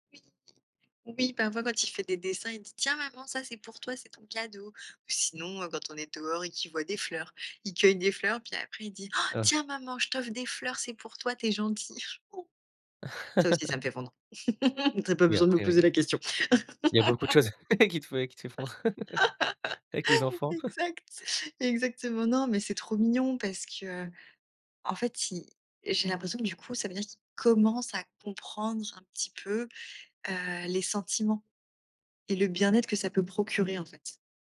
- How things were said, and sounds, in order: chuckle; other noise; chuckle; laugh; chuckle; laugh; chuckle
- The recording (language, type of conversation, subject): French, podcast, Comment expliquer les cinq langages amoureux à un enfant ?